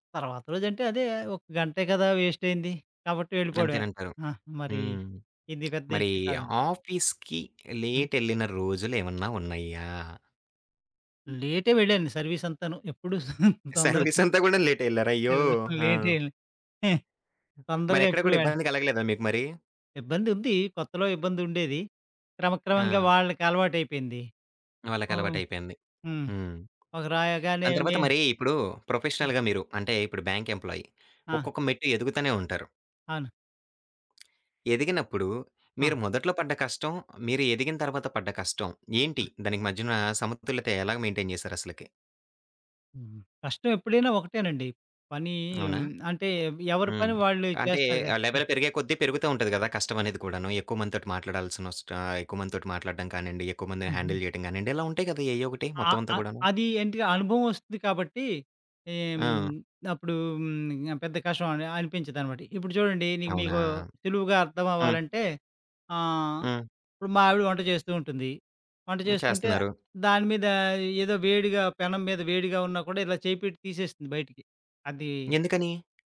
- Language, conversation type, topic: Telugu, podcast, ఒక కష్టమైన రోజు తర్వాత నువ్వు రిలాక్స్ అవడానికి ఏం చేస్తావు?
- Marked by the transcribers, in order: in English: "వేస్ట్"; in English: "ఇష్యూ"; tapping; in English: "ఆఫీస్‌కి"; in English: "సర్వీస్"; chuckle; laughing while speaking: "సర్వీస్ అంతా గూడా"; in English: "సర్వీస్"; chuckle; other background noise; in English: "ప్రొఫెషనల్‌గా"; in English: "బ్యాంక్ ఎంప్లాయీ"; in English: "మెయిన్‌టైన్"; in English: "లెవెల్"; in English: "హ్యాండిల్"